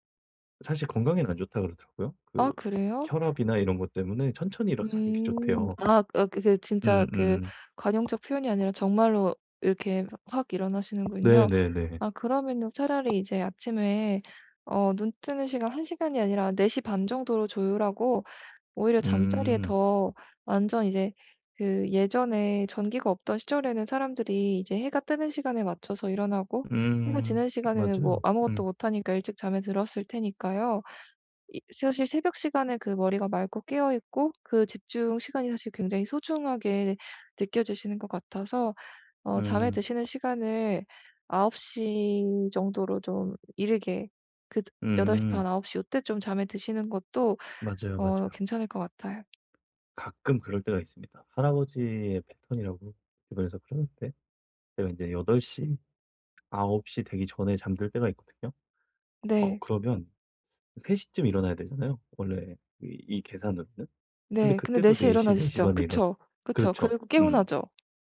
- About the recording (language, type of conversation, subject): Korean, advice, 일정한 수면 스케줄을 만들고 꾸준히 지키려면 어떻게 하면 좋을까요?
- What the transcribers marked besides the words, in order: other background noise; laughing while speaking: "일어서는 게 좋대요"